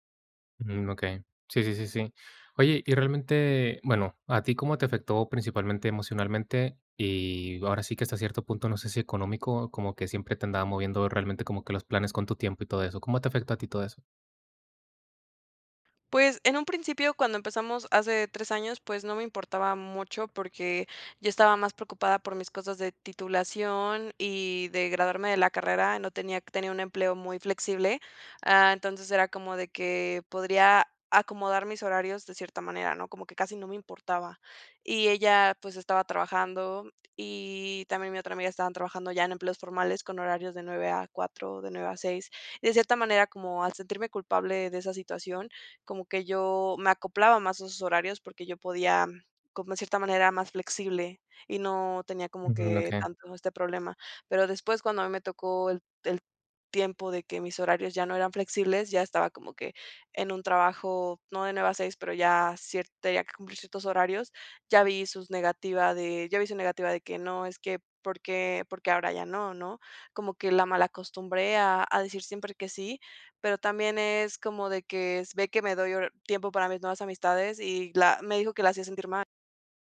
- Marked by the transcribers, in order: tapping
- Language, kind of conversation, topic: Spanish, advice, ¿Qué puedo hacer cuando un amigo siempre cancela los planes a última hora?